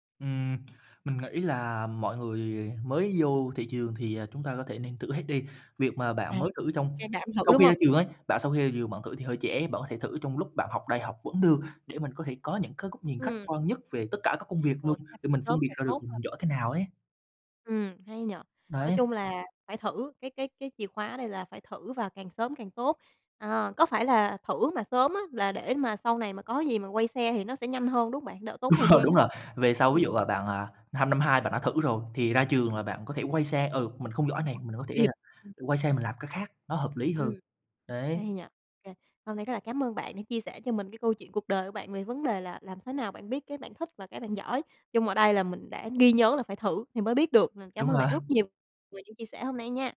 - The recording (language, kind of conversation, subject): Vietnamese, podcast, Bạn làm thế nào để biết mình thích gì và giỏi gì?
- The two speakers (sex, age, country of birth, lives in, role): female, 25-29, Vietnam, Vietnam, host; male, 20-24, Vietnam, Vietnam, guest
- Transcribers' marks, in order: unintelligible speech; other background noise; laughing while speaking: "Ờ"; unintelligible speech; tapping; laughing while speaking: "rồi"